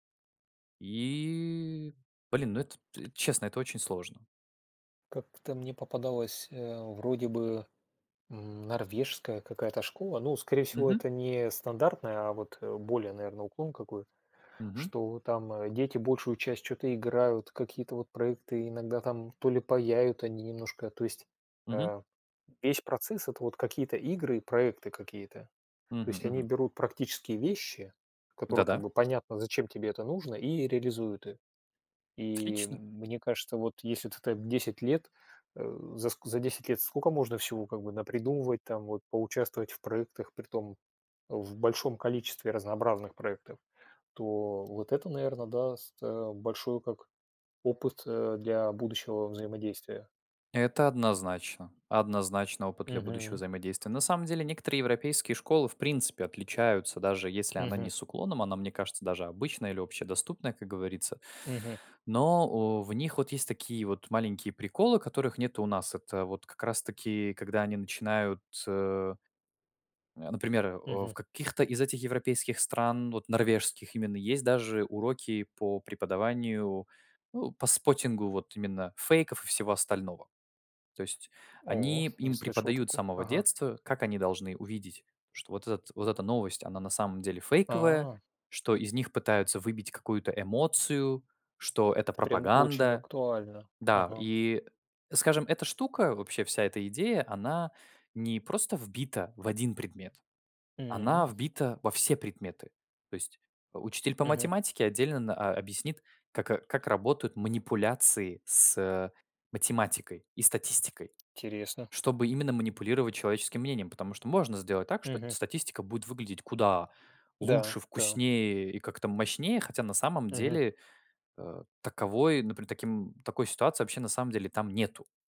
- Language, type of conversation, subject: Russian, unstructured, Почему так много школьников списывают?
- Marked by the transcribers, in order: drawn out: "И"; in English: "споттингу"; other background noise